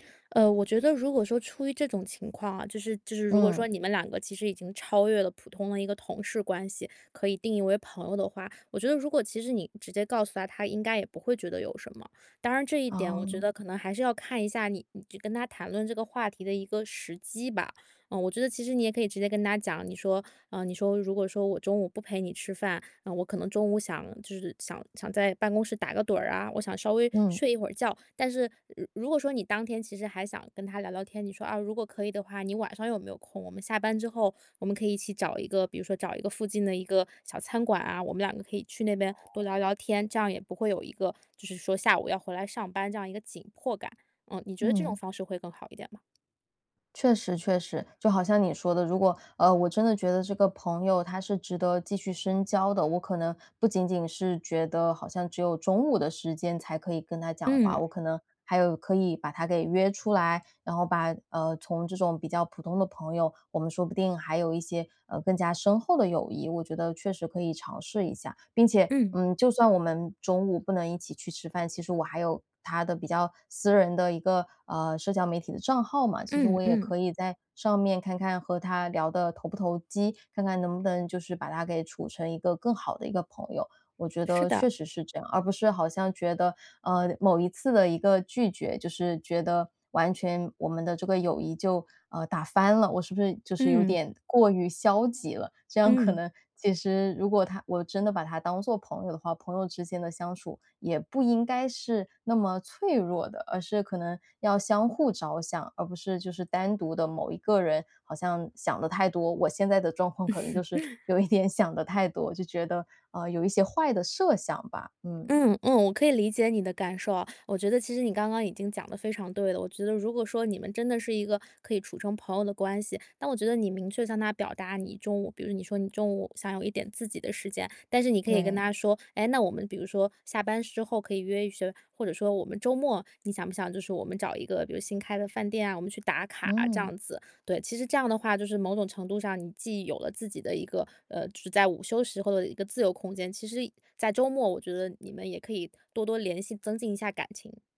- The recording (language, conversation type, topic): Chinese, advice, 如何在不伤害感情的情况下对朋友说不？
- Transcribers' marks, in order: tapping; laugh; laughing while speaking: "有一点"